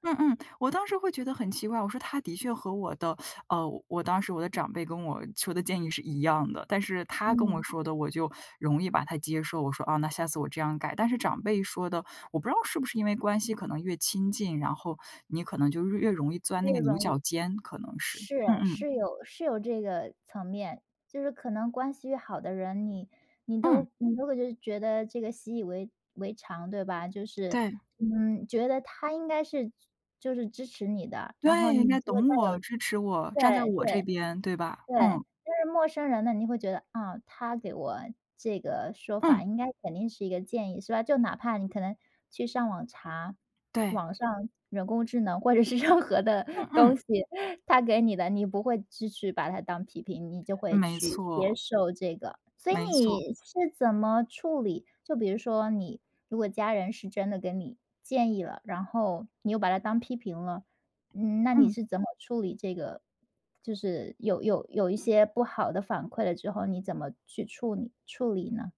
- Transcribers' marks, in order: laughing while speaking: "任何的东西"
- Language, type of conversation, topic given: Chinese, podcast, 为什么人们容易把建议当批评？